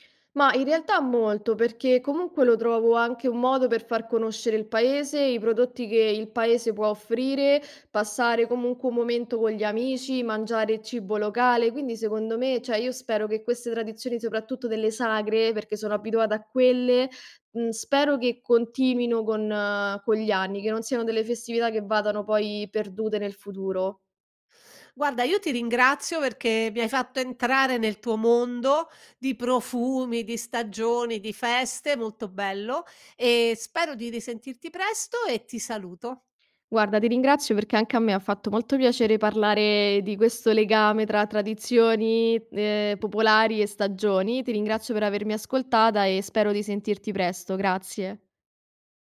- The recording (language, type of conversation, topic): Italian, podcast, Come si collegano le stagioni alle tradizioni popolari e alle feste?
- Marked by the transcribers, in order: none